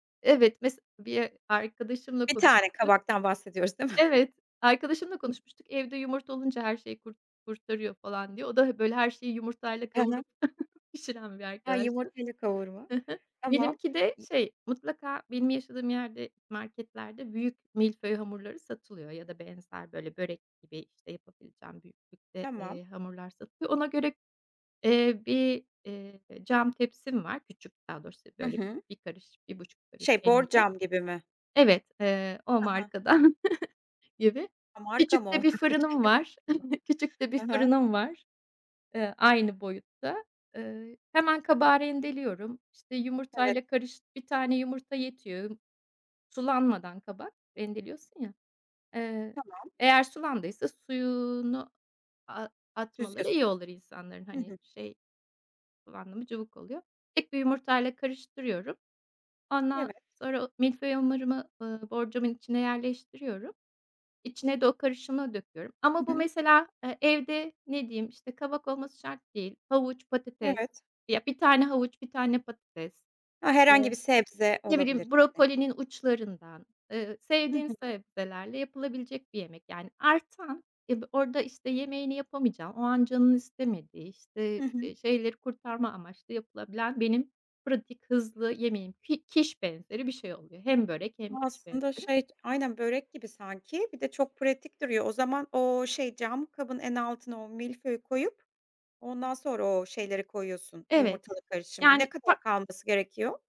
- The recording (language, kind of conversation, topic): Turkish, podcast, Bütçeye uygun ve lezzetli yemekler nasıl hazırlanır?
- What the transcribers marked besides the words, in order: chuckle; unintelligible speech; chuckle; chuckle; unintelligible speech; chuckle; unintelligible speech; other background noise